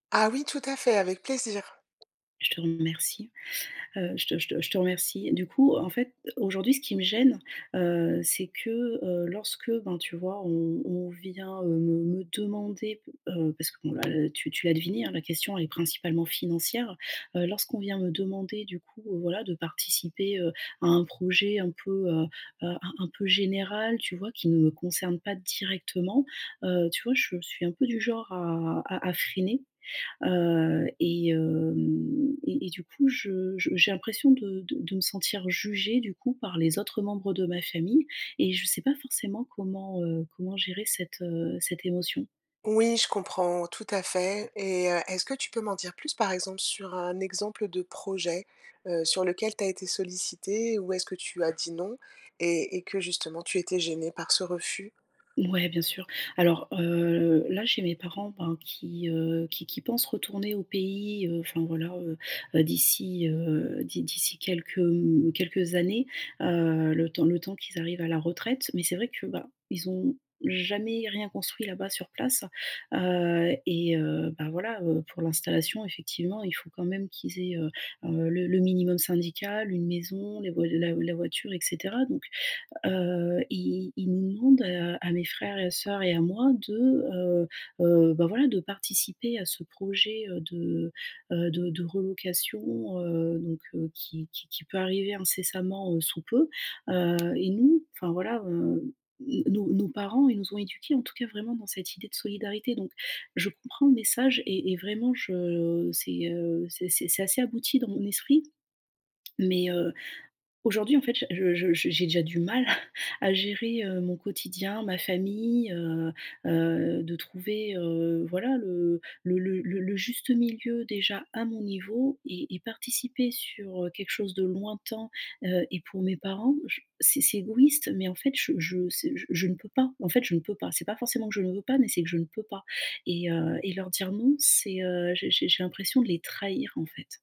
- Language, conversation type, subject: French, advice, Comment trouver un équilibre entre les traditions familiales et mon expression personnelle ?
- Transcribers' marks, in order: tapping; other background noise; stressed: "directement"; laughing while speaking: "à"